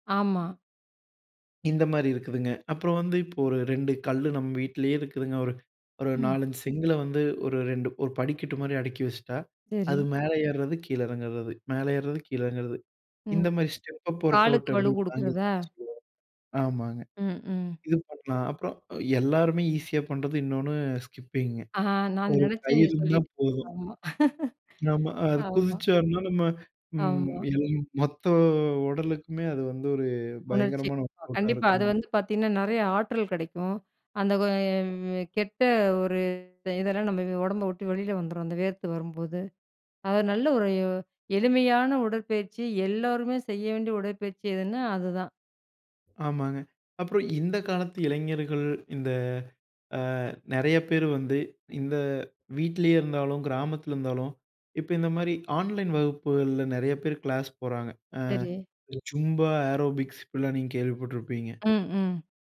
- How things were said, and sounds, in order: other background noise; other noise; in English: "ஸ்டெப் அப் ஒர்க் அவுட்"; laugh; in English: "ஒர்க் அவுட்டா"; drawn out: "ஒரு"; in English: "ஜும்பா, ஏரோபிக்ஸ்"
- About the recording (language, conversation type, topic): Tamil, podcast, மின்சார உபகரணங்கள் இல்லாமல் குறைந்த நேரத்தில் செய்யக்கூடிய எளிய உடற்பயிற்சி யோசனைகள் என்ன?